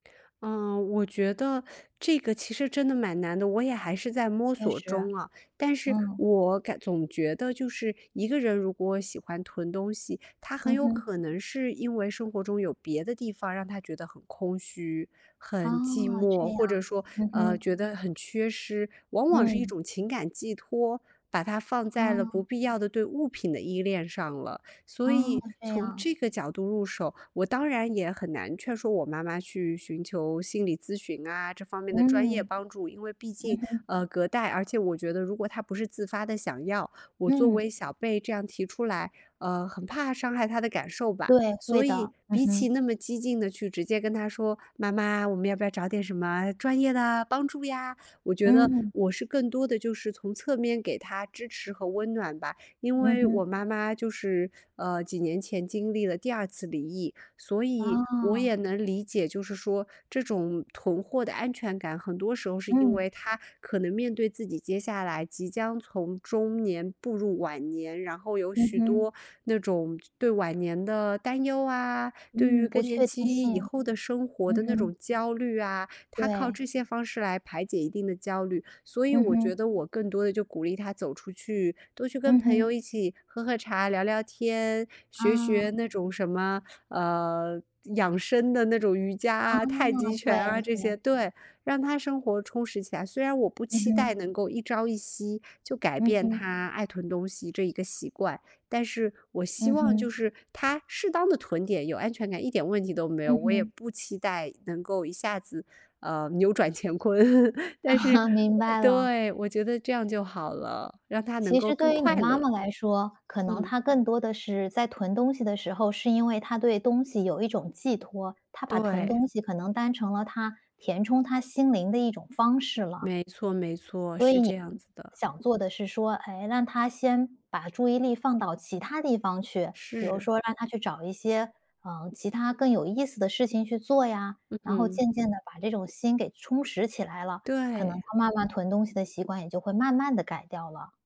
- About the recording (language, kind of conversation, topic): Chinese, podcast, 当家里有人爱囤东西时，你通常会怎么和对方沟通？
- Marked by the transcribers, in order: other background noise; laughing while speaking: "啊哈"; laugh